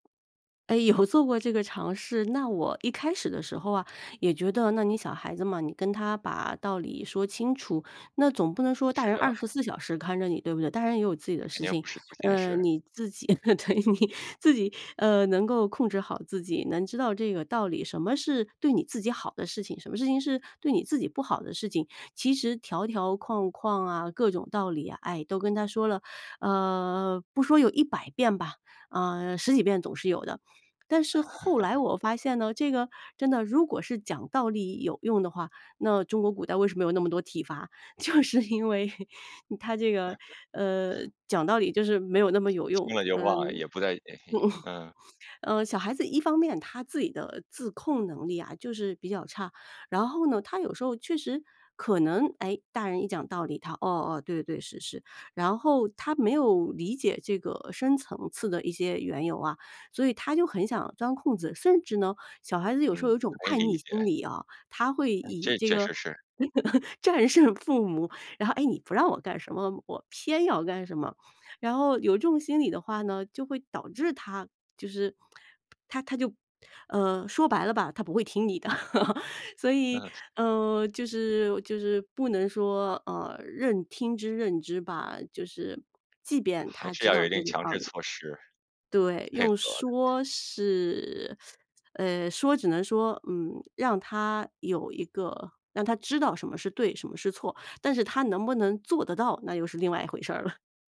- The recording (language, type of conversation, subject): Chinese, podcast, 你会如何教孩子正确、安全地使用互联网和科技？
- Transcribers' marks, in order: tapping; laugh; laughing while speaking: "对你"; laugh; other background noise; laughing while speaking: "就是因为"; chuckle; other noise; laugh; laugh; laughing while speaking: "战胜父母"; laugh; teeth sucking; laughing while speaking: "了"